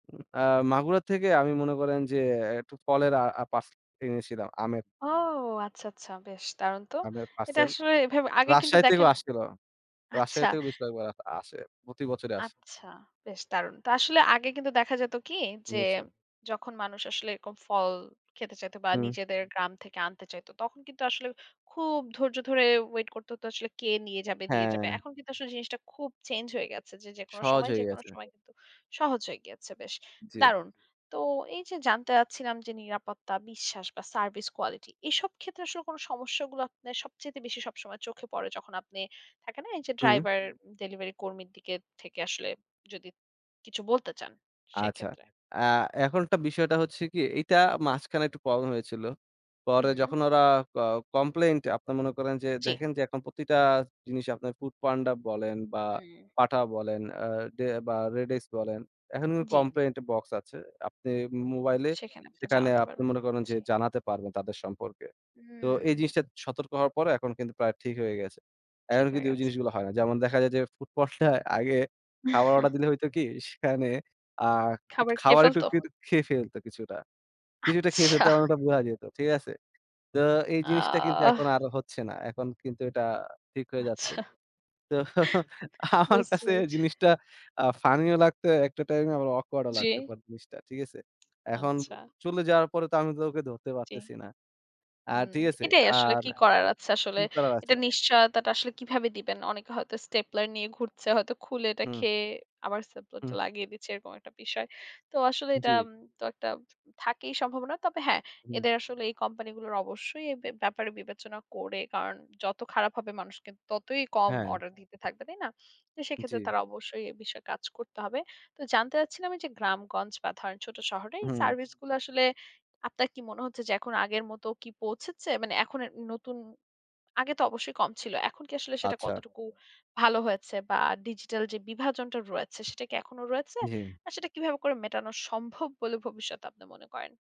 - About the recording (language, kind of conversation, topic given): Bengali, podcast, রাইড শেয়ারিং ও ডেলিভারি অ্যাপ দৈনন্দিন জীবনে কীভাবে কাজে লাগে?
- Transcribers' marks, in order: "কমপ্লেইন" said as "কমপ্লেইনট"; other background noise; "foodpanda-য়" said as "ফুটপান্ডায়"; chuckle; laughing while speaking: "আচ্ছা। বুঝতে পেরেছি"; laughing while speaking: "তো আমার কাছে"; in English: "অকওয়ার্ড"; tapping